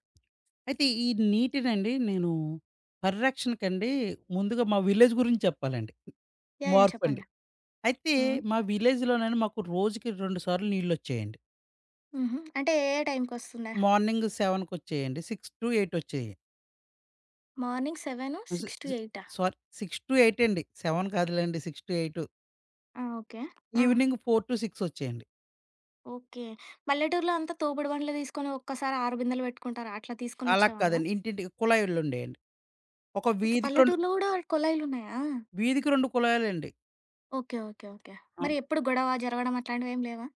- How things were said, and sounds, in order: tapping; in English: "విలేజ్"; other background noise; in English: "విలేజ్"; in English: "మార్నింగ్ సెవెన్"; in English: "సిక్స్ టు ఎయిట్"; in English: "మార్నింగ్"; in English: "సారీ, సిక్స్ టు ఎయిట్"; in English: "సెవెన్"; in English: "ఫోర్ టు సిక్స్"
- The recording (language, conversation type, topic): Telugu, podcast, ఇంట్లో నీటిని ఆదా చేయడానికి మనం చేయగల పనులు ఏమేమి?